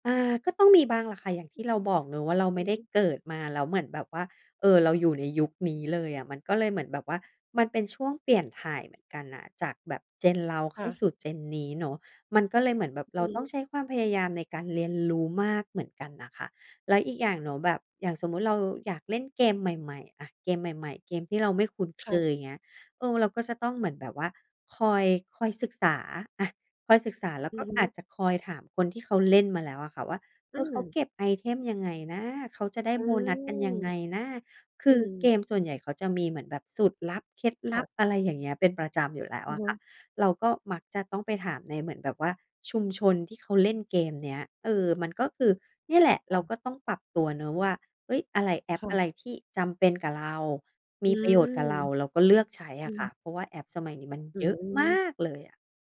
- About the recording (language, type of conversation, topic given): Thai, podcast, คุณปรับตัวยังไงเมื่อมีแอปใหม่ๆ เข้ามาใช้งาน?
- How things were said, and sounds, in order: other background noise; stressed: "มาก"